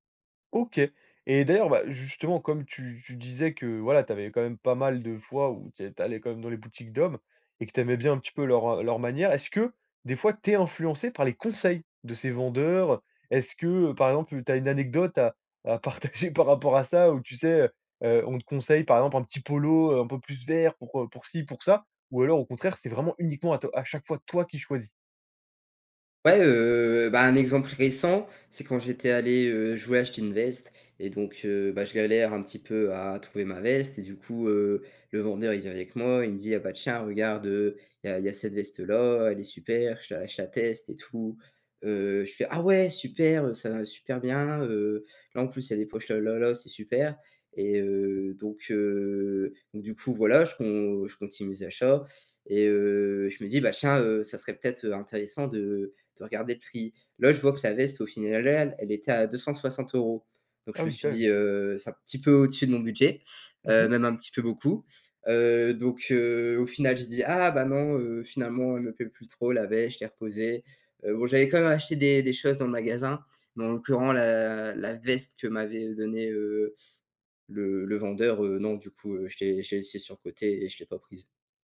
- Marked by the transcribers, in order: stressed: "conseils"; laughing while speaking: "partager"; "l'occurrence" said as "l'occurren"
- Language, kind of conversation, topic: French, podcast, Comment ton style vestimentaire a-t-il évolué au fil des années ?